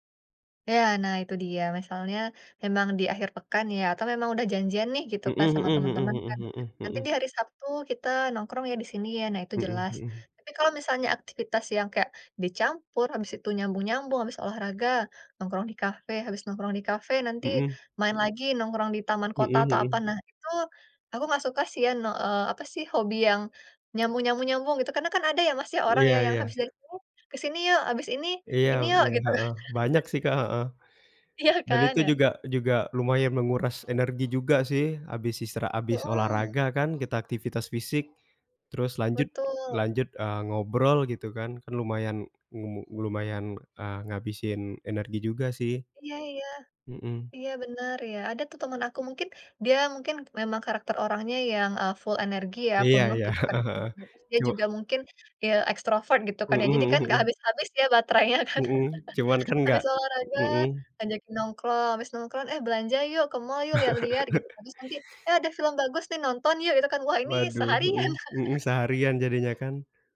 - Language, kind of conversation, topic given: Indonesian, unstructured, Bagaimana hobi membantumu mengatasi stres?
- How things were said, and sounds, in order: other background noise; chuckle; laughing while speaking: "Iya"; tapping; in English: "full"; in English: "ekstrovert"; chuckle; laugh; laugh